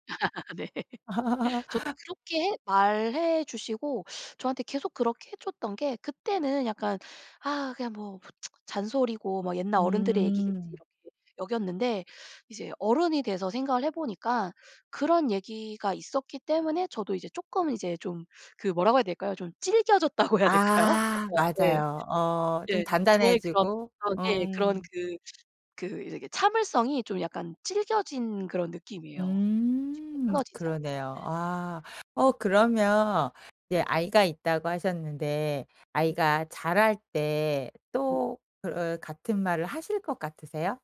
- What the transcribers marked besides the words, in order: laugh; laughing while speaking: "네"; laugh; tsk; laughing while speaking: "질겨졌다고 해야 될까요"; other background noise; tapping
- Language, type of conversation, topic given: Korean, podcast, 부모님께서 해주신 말 중 가장 기억에 남는 말씀은 무엇인가요?